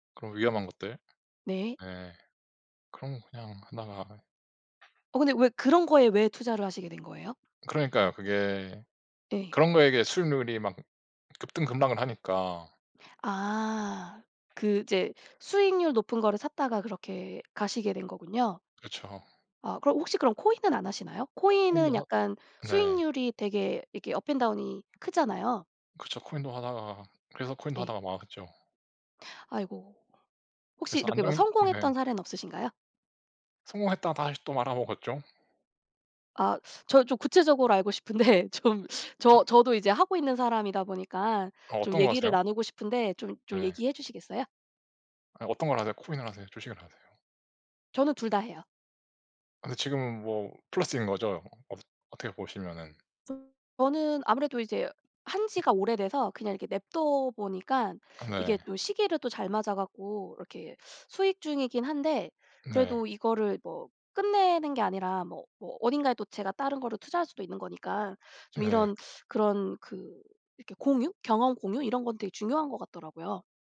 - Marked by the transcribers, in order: tapping; other background noise; laughing while speaking: "싶은데 좀"
- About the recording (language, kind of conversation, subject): Korean, unstructured, 돈에 관해 가장 놀라운 사실은 무엇인가요?